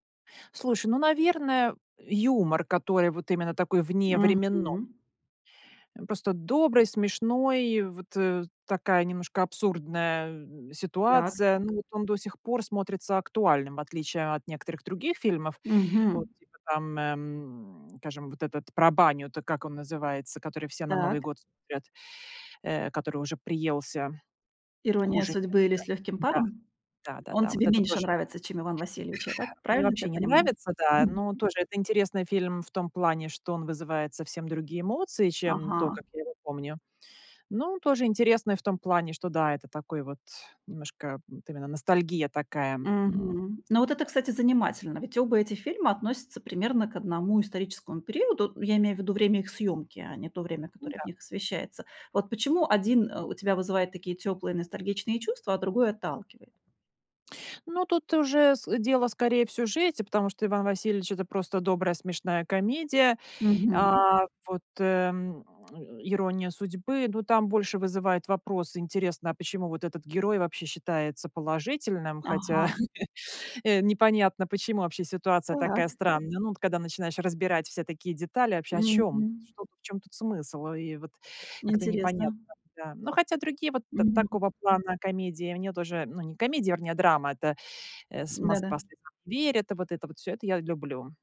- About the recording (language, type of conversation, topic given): Russian, podcast, Почему, на твой взгляд, людям так нравится ностальгировать по старым фильмам?
- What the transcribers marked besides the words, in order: tapping; other background noise; chuckle